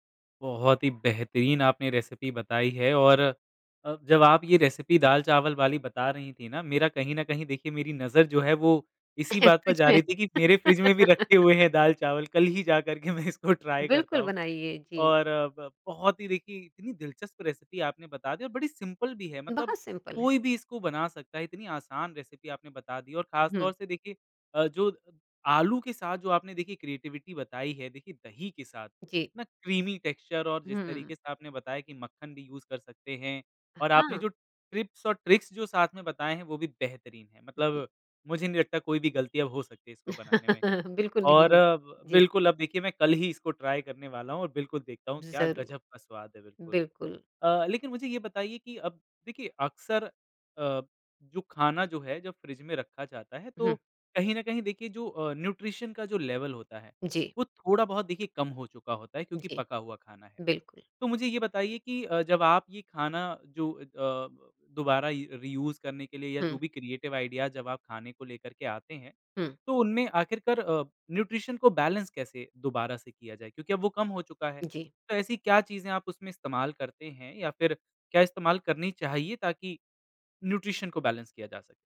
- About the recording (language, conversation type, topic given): Hindi, podcast, अचानक फ्रिज में जो भी मिले, उससे आप क्या बना लेते हैं?
- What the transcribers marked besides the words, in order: in English: "रेसिपी"; in English: "रेसिपी"; laughing while speaking: "सच में"; laugh; laughing while speaking: "मैं इसको ट्राई करता हूँ"; in English: "ट्राई"; in English: "रेसिपी"; in English: "सिंपल"; in English: "सिंपल"; in English: "रेसिपी"; in English: "क्रिएटिविटी"; in English: "क्रीमी टेक्सचर"; in English: "यूज़"; in English: "टिप्स"; in English: "ट्रिक्स"; chuckle; laughing while speaking: "बिल्कुल नहीं है"; in English: "ट्राई"; in English: "न्यूट्रिशन"; in English: "लेवल"; in English: "री यूज़"; in English: "क्रिएटिव आइडिया"; in English: "न्यूट्रिशन"; in English: "बैलेंस"; in English: "न्यूट्रिशन"; in English: "बैलेंस"